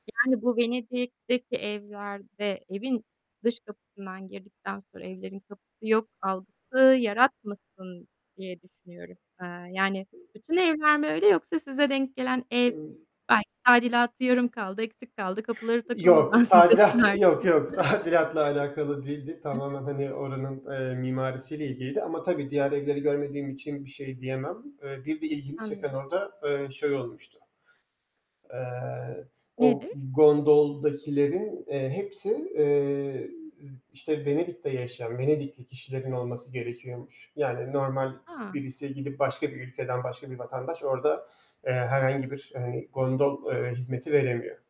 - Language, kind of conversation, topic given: Turkish, podcast, En unutulmaz seyahat anını anlatır mısın?
- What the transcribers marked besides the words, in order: static; tapping; other background noise; unintelligible speech; laughing while speaking: "tadilat. Yok yok, tadilatla"; laughing while speaking: "size mi verdiler?"